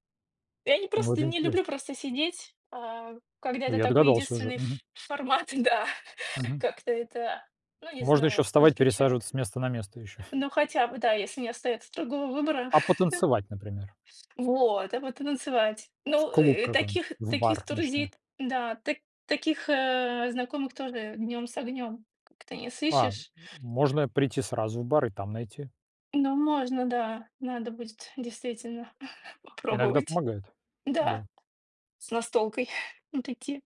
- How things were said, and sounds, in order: laughing while speaking: "да"; other background noise; tapping; chuckle; chuckle; drawn out: "Вот!"; chuckle; chuckle
- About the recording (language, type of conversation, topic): Russian, unstructured, Как ты обычно договариваешься с другими о совместных занятиях?
- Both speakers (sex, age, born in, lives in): female, 35-39, Russia, Germany; male, 45-49, Russia, Italy